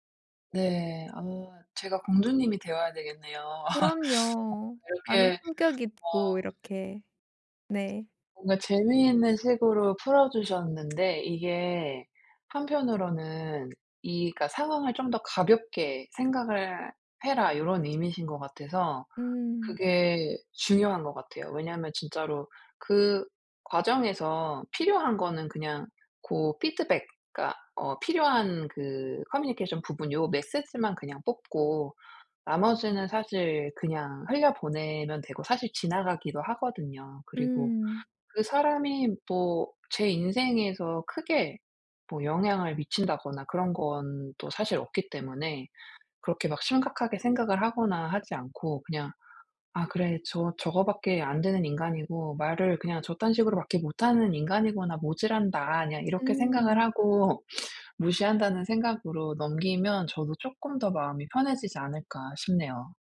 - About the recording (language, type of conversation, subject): Korean, advice, 건설적이지 않은 비판을 받을 때 어떻게 반응해야 하나요?
- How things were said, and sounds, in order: laugh; teeth sucking; other background noise; tapping; in English: "피드백"; in English: "커뮤니케이션"